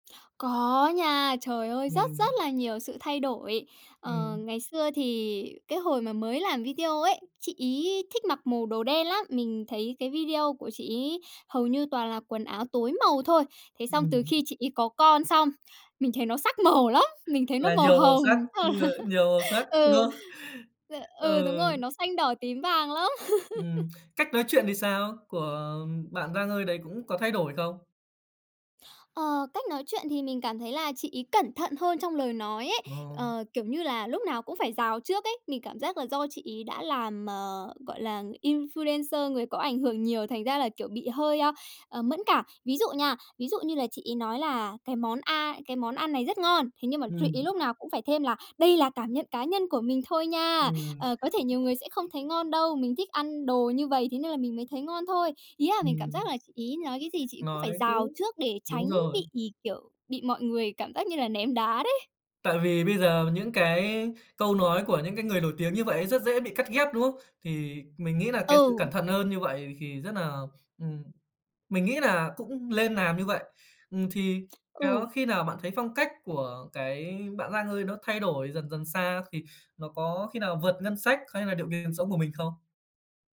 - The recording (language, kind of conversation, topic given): Vietnamese, podcast, Ai là biểu tượng phong cách mà bạn ngưỡng mộ nhất?
- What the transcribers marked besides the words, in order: tapping; laughing while speaking: "không?"; laughing while speaking: "là"; laugh; other background noise; in English: "influencer"; "làm" said as "nàm"